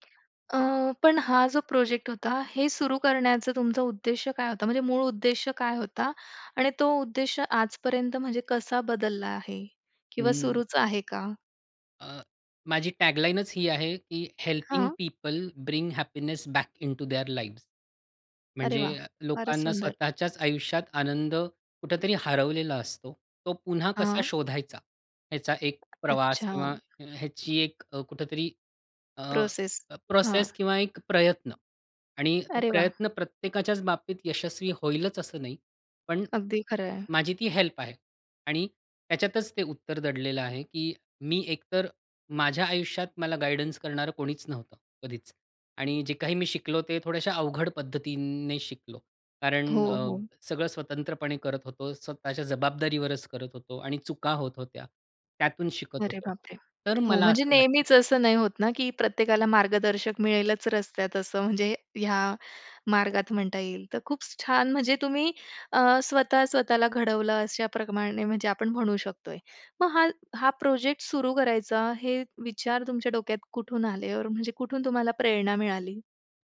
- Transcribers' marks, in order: tapping; other background noise; in English: "हेल्पिंग पीपल ब्रिंग हॅपीनेस बॅक इंटू देअर लाइव्ह्ज"; in English: "हेल्प"; in English: "ऑर"
- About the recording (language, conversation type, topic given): Marathi, podcast, या उपक्रमामुळे तुमच्या आयुष्यात नेमका काय बदल झाला?